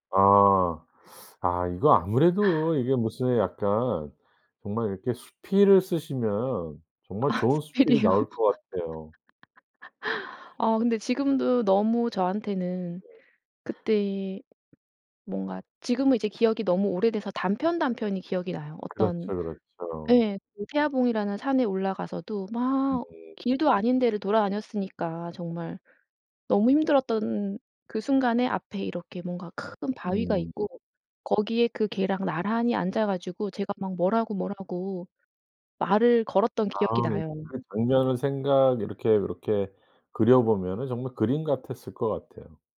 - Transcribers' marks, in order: laughing while speaking: "수필이요?"; laugh; other background noise
- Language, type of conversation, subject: Korean, podcast, 어릴 때 가장 소중했던 기억은 무엇인가요?